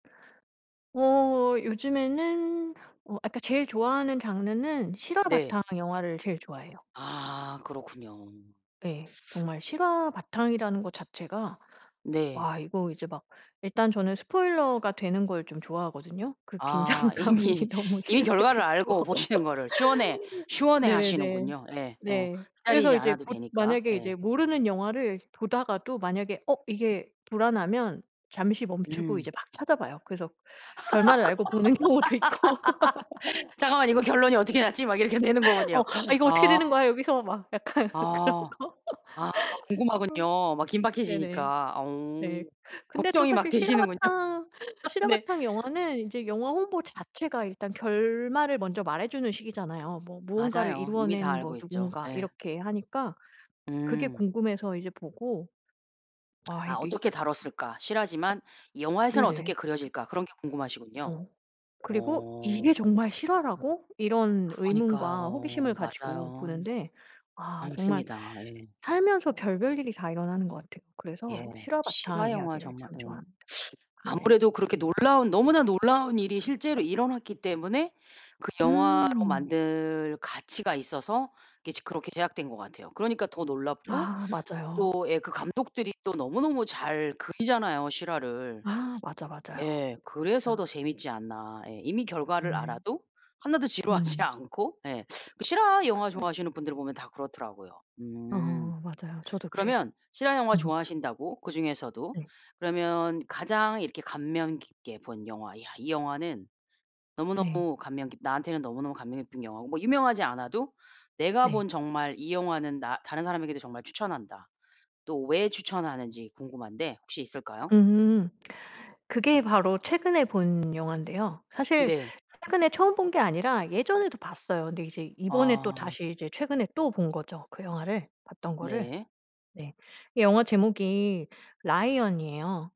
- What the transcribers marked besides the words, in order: laughing while speaking: "이미"; laughing while speaking: "긴장감이 너무 싫을 때도 있고"; other background noise; laughing while speaking: "보시는 거를"; laugh; laugh; laughing while speaking: "'잠깐만 이거 결론이 어떻게 났지?' 막 이렇게 되는 거군요"; laughing while speaking: "보는 경우도 있고"; laugh; laughing while speaking: "약간 그런 거"; laughing while speaking: "되시는군요"; laugh; tapping; lip smack; laughing while speaking: "지루하지 않고"; unintelligible speech
- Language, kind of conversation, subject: Korean, podcast, 최근에 본 영화 중에서 가장 인상 깊었던 작품은 무엇인가요?